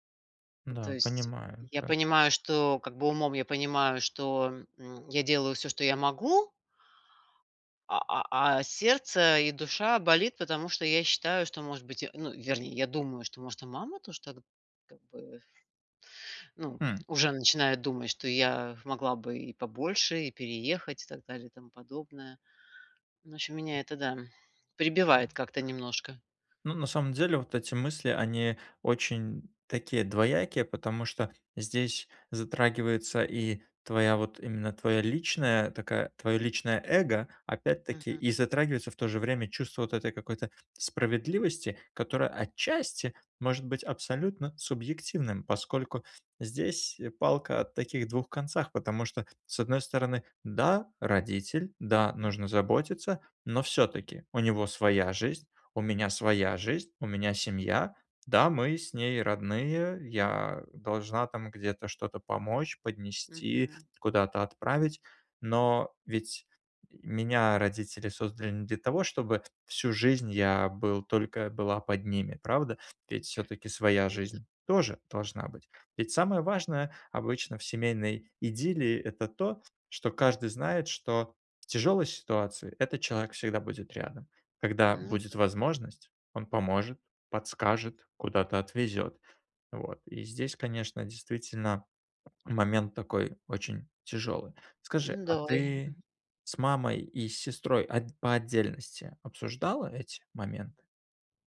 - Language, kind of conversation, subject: Russian, advice, Как организовать уход за пожилым родителем и решить семейные споры о заботе и расходах?
- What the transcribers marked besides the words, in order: other background noise; tapping